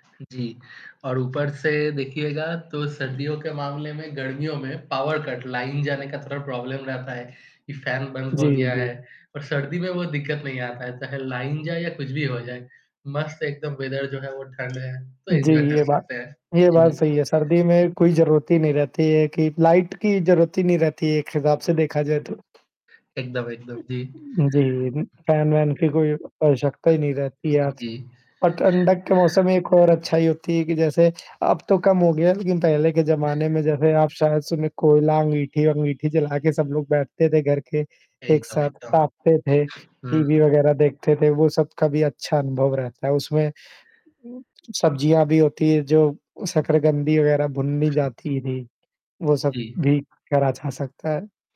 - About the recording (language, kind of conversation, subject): Hindi, unstructured, आपको सर्दियों की ठंडक पसंद है या गर्मियों की गर्मी?
- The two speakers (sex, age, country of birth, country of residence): male, 25-29, India, India; male, 25-29, India, India
- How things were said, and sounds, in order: static; in English: "पावर कट लाइन"; in English: "प्रॉब्लम"; in English: "लाइन"; in English: "वेदर"; in English: "एन्जॉय"; tapping; in English: "फ़ैन"; other background noise